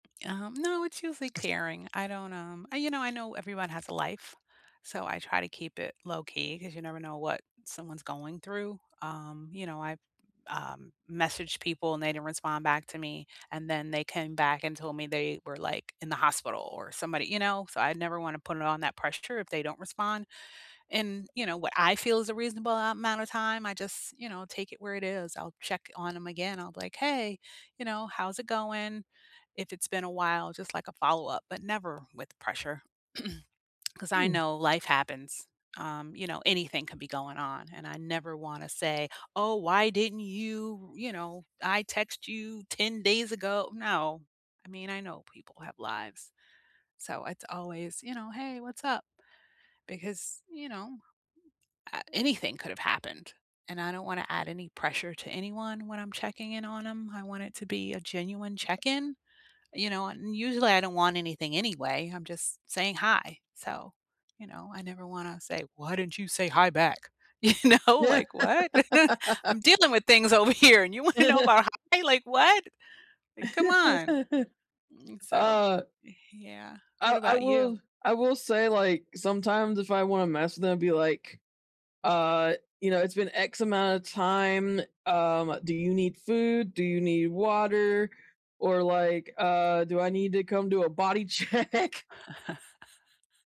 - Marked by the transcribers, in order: other background noise; throat clearing; put-on voice: "Why didn't you say hi back?"; laugh; laughing while speaking: "You know"; laugh; chuckle; laughing while speaking: "here"; laughing while speaking: "wanna"; laugh; other noise; laughing while speaking: "check?"; chuckle
- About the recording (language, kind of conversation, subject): English, unstructured, How can you check in on friends in caring, low-pressure ways that strengthen your connection?
- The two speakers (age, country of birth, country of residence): 30-34, United States, United States; 50-54, United States, United States